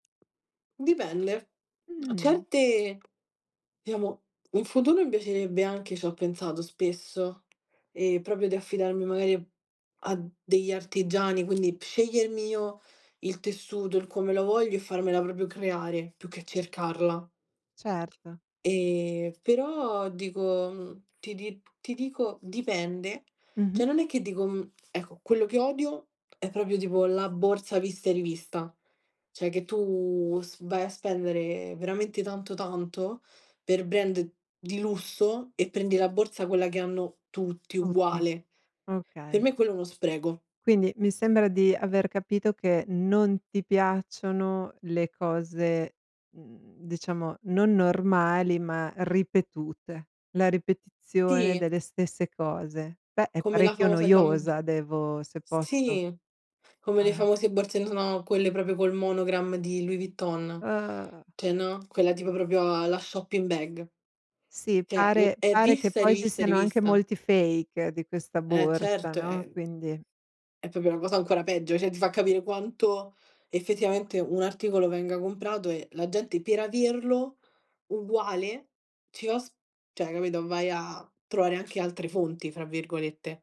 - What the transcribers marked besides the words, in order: tapping; "proprio" said as "propio"; other background noise; "proprio" said as "propio"; "Cioè" said as "ceh"; "proprio" said as "propio"; "cioè" said as "ceh"; "Sì" said as "tì"; "proprio" said as "propio"; "proprio" said as "propio"; in English: "shopping bag"; "Cioè" said as "ceh"; in English: "fake"; "proprio" said as "propo"; "cioè" said as "ceh"; "cioè" said as "ceh"
- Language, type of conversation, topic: Italian, podcast, Puoi raccontare un esempio di stile personale che ti rappresenta davvero?